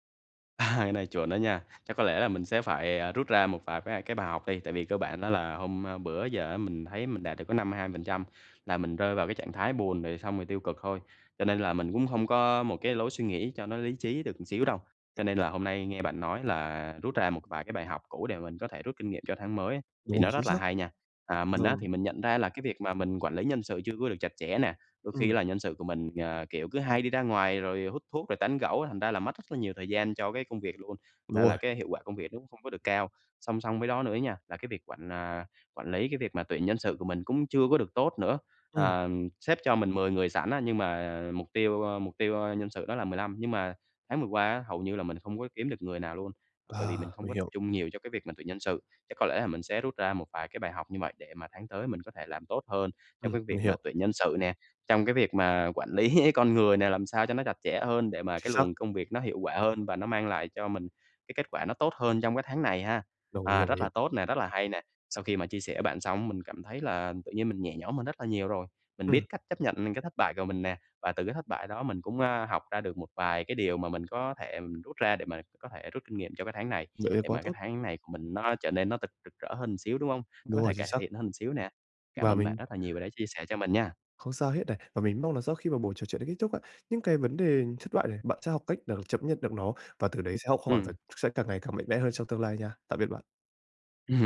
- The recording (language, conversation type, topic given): Vietnamese, advice, Làm sao để chấp nhận thất bại và học hỏi từ nó?
- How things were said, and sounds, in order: laughing while speaking: "À"; tapping; "một" said as "ừn"; laughing while speaking: "lý"